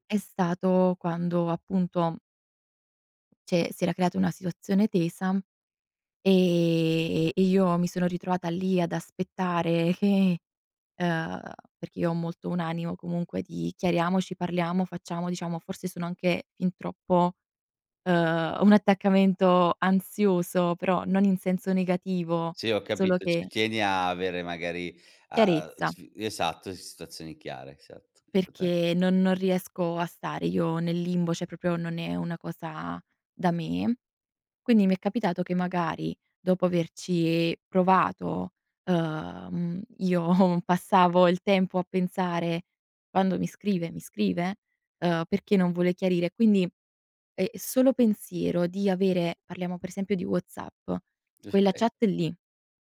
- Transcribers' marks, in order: "Cioè" said as "ceh"; "cioè" said as "ceh"; laughing while speaking: "io"; unintelligible speech
- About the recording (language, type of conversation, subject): Italian, podcast, Cosa ti spinge a bloccare o silenziare qualcuno online?